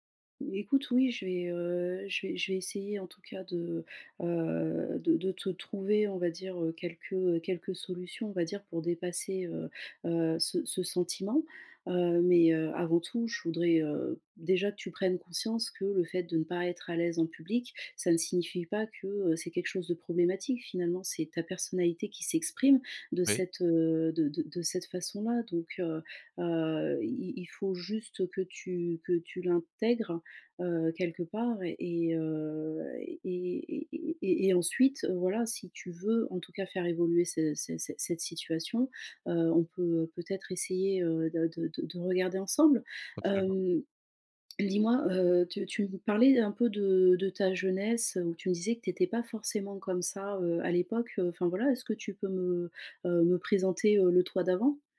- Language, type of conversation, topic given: French, advice, Comment gérer ma peur d’être jugé par les autres ?
- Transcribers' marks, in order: drawn out: "Hem"